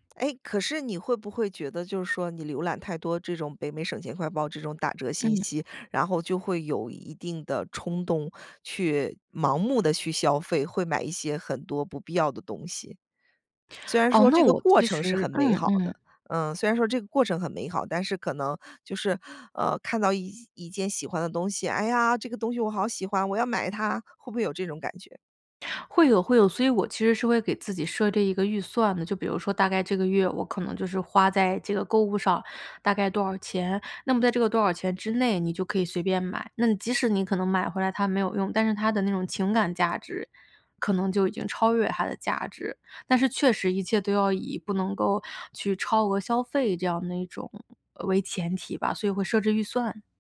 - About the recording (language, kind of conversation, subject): Chinese, podcast, 你平常会做哪些小事让自己一整天都更有精神、心情更好吗？
- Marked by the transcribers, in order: tapping